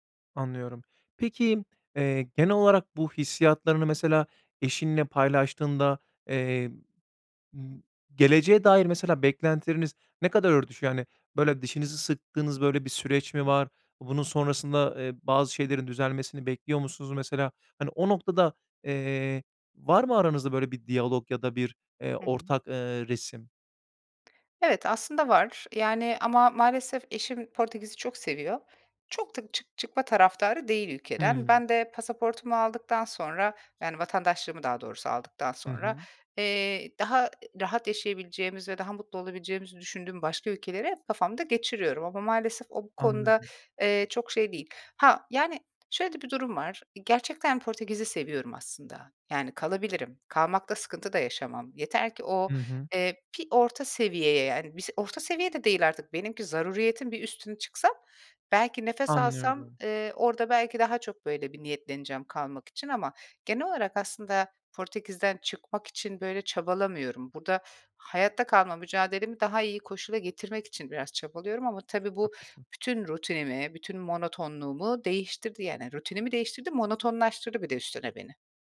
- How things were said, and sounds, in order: tapping; "zaruretin" said as "zaruriyetin"
- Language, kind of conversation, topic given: Turkish, advice, Rutin hayatın monotonluğu yüzünden tutkularını kaybetmiş gibi mi hissediyorsun?